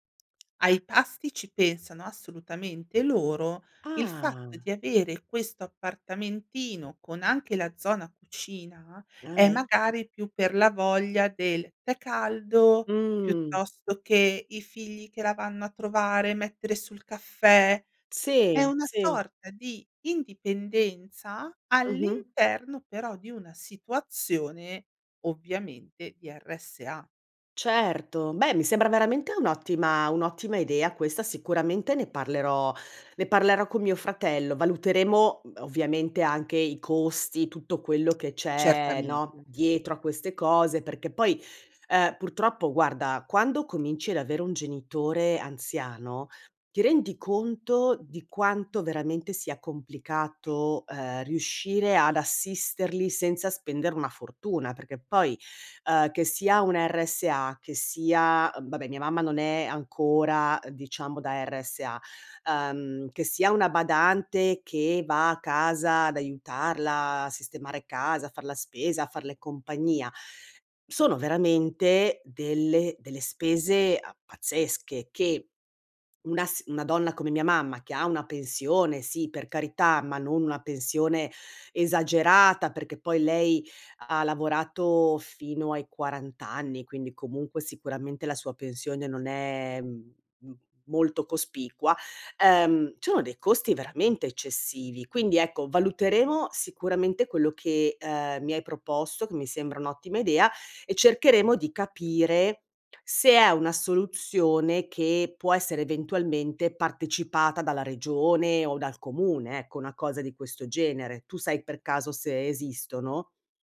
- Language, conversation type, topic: Italian, advice, Come posso organizzare la cura a lungo termine dei miei genitori anziani?
- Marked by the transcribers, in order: surprised: "Ah"; tongue click; "sono" said as "ono"